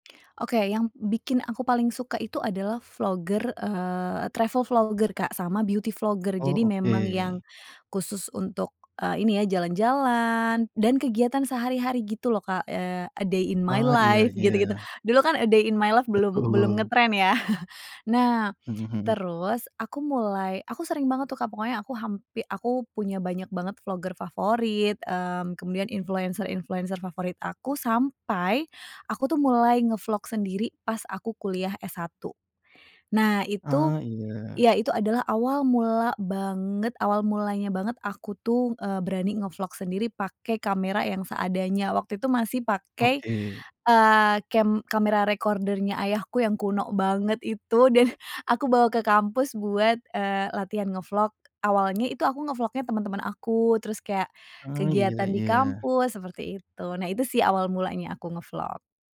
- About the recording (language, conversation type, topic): Indonesian, podcast, Ceritakan hobi lama yang ingin kamu mulai lagi dan alasannya
- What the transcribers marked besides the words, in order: in English: "travel vlogger"; in English: "beauty vlogger"; tapping; in English: "a day in my life"; in English: "a day in my life"; laughing while speaking: "ya"; in English: "recorder-nya"